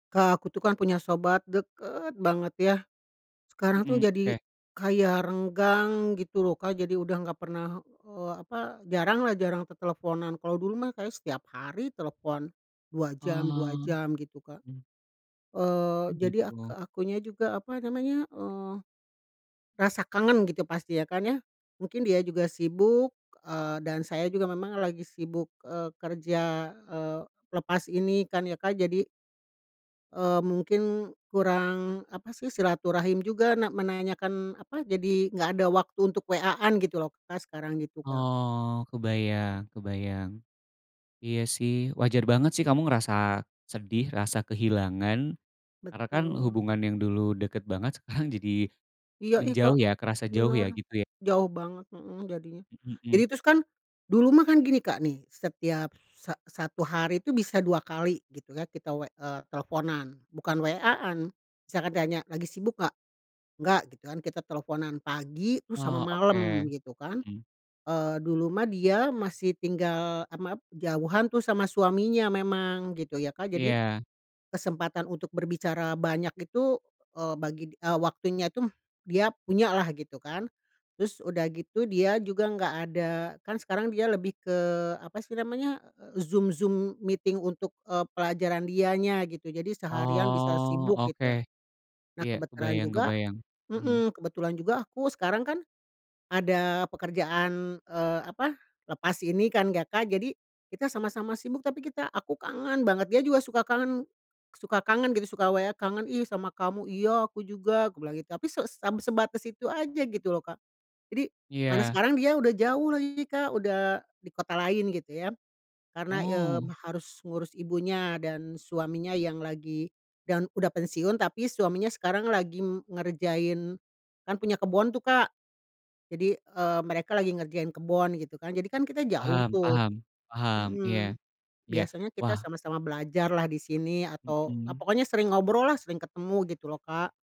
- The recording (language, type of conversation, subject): Indonesian, advice, Persahabatan menjadi renggang karena jarak dan kesibukan
- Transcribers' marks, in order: laughing while speaking: "sekarang"; "kebetulan" said as "kebeteran"